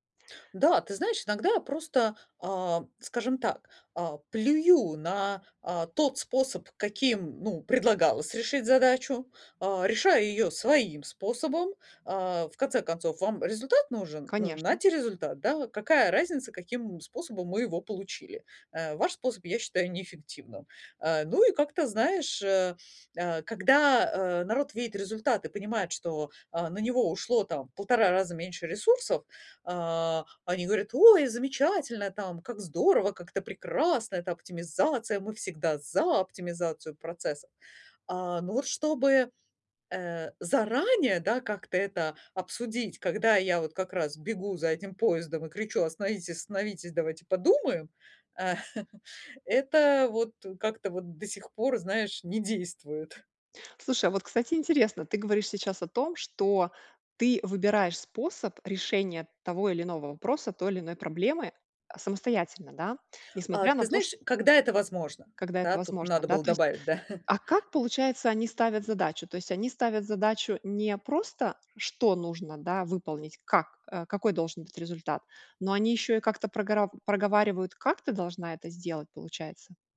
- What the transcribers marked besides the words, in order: put-on voice: "Ой, замечательно!"; put-on voice: "Как здорово!. Как это прекрасно!. Это оптимизация!. Мы всегда за оптимизацию процесса!"; chuckle; chuckle
- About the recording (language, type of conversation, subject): Russian, advice, Как мне улучшить свою профессиональную репутацию на работе?